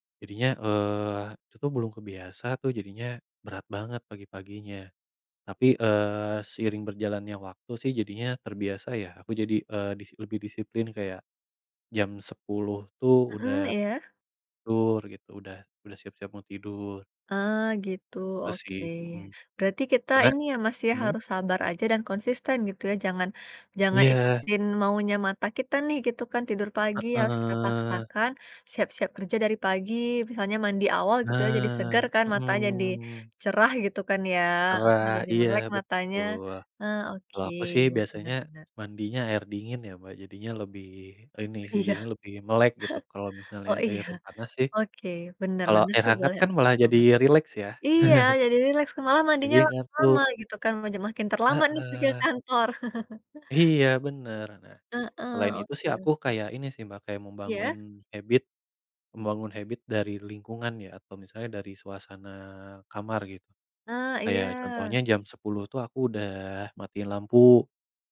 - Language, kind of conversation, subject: Indonesian, unstructured, Apa tantangan terbesar saat mencoba menjalani hidup sehat?
- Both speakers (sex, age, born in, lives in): female, 30-34, Indonesia, Indonesia; male, 25-29, Indonesia, Indonesia
- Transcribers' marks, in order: "terbiasa" said as "kebiasa"; laughing while speaking: "Iya"; laughing while speaking: "iya"; chuckle; tapping; chuckle; in English: "habit"; in English: "habit"